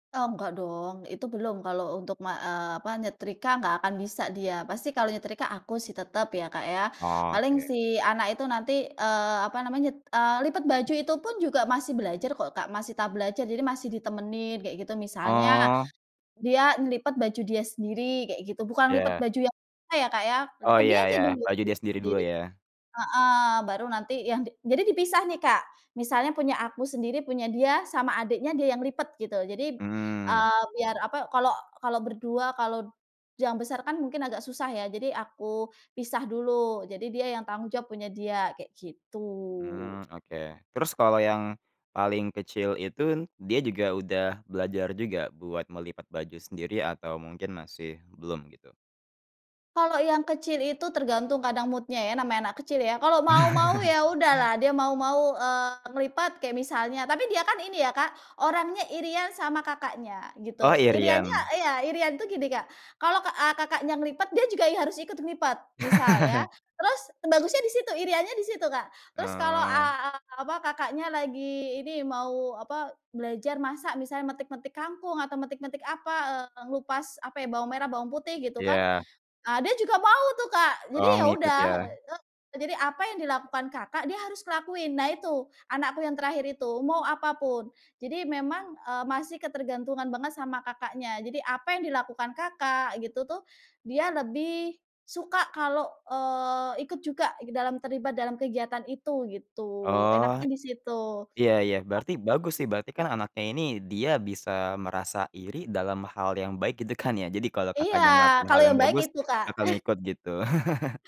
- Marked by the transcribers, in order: other background noise; unintelligible speech; unintelligible speech; drawn out: "gitu"; in English: "mood-nya"; laugh
- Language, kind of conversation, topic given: Indonesian, podcast, Bagaimana membangun kebiasaan beres-beres tanpa merasa terpaksa?